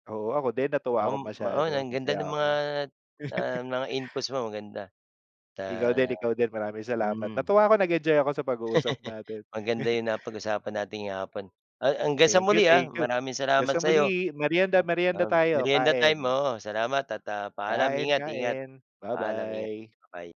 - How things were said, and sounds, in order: chuckle; laugh; chuckle
- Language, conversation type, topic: Filipino, unstructured, Ano-ano ang mga paraan para maiwasan ang away sa grupo?